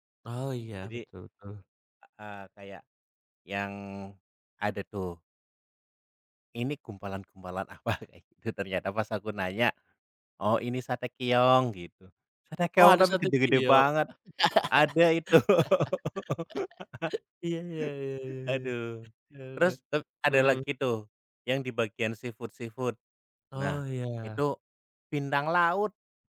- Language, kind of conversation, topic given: Indonesian, unstructured, Apa makanan paling aneh yang pernah kamu coba saat bepergian?
- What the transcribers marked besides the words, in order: laughing while speaking: "apa"; laugh; laughing while speaking: "itu"; in English: "seafood-seafood"; other background noise